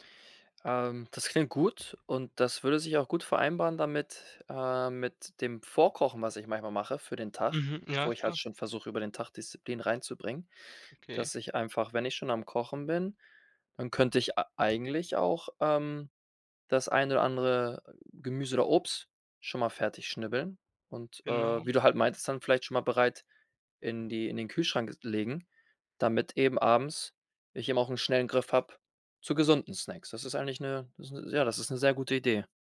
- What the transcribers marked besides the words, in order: other background noise; tapping
- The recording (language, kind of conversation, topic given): German, advice, Wie kann ich verhindern, dass ich abends ständig zu viel nasche und die Kontrolle verliere?